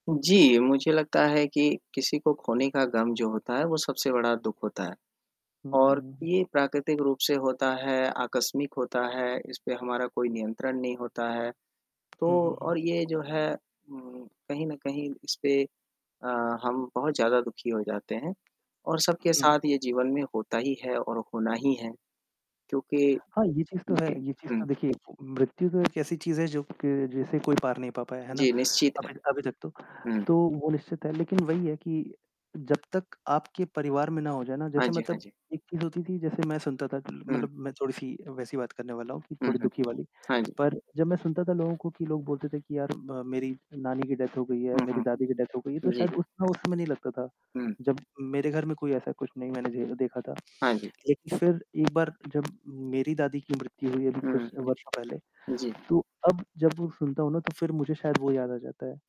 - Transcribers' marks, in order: static; distorted speech; in English: "डेथ"; in English: "डेथ"
- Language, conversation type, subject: Hindi, unstructured, किसी के दुख को देखकर आपकी क्या प्रतिक्रिया होती है?
- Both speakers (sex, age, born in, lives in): male, 25-29, India, India; male, 25-29, India, India